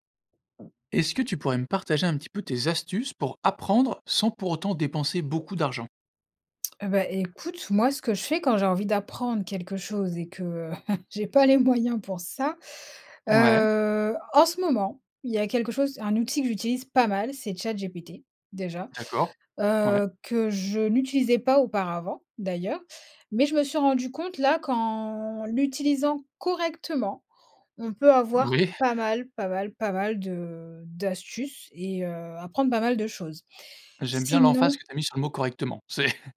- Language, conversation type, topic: French, podcast, Tu as des astuces pour apprendre sans dépenser beaucoup d’argent ?
- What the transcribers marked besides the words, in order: tapping; chuckle; stressed: "pas mal"; stressed: "correctement"; chuckle